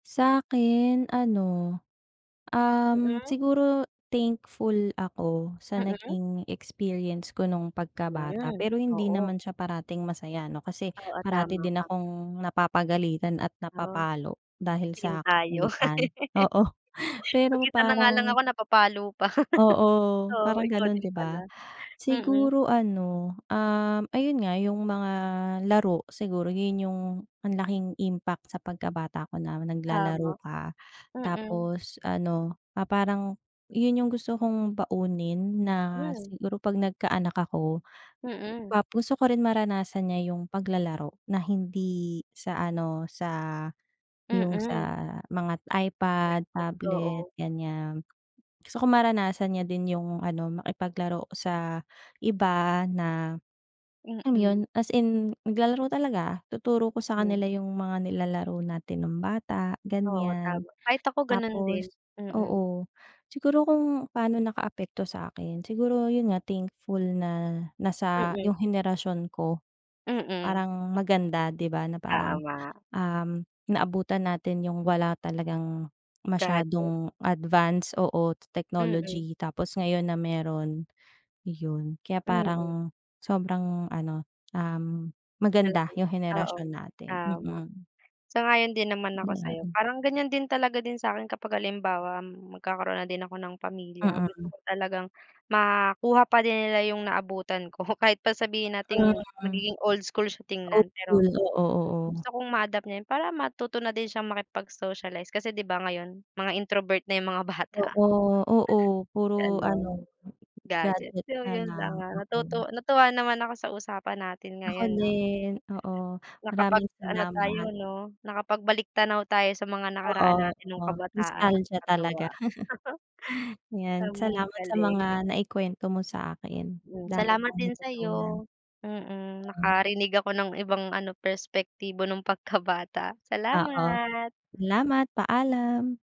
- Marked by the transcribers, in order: laugh; tapping; laughing while speaking: "Oo"; laugh; other background noise; chuckle
- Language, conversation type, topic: Filipino, unstructured, Ano ang pinakamatamis na alaala mo noong pagkabata mo?